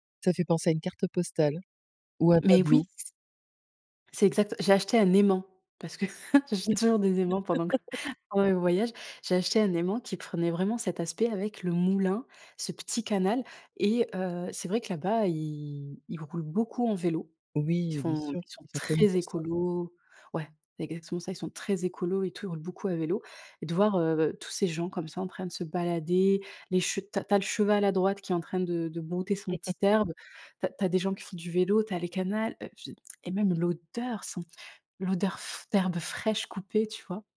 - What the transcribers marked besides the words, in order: chuckle; laughing while speaking: "j'achète toujours des aimants pendant que pendant mes voyages"; laugh; stressed: "très"; chuckle; tsk; stressed: "l'odeur"
- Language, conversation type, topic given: French, podcast, Quel paysage t’a coupé le souffle en voyage ?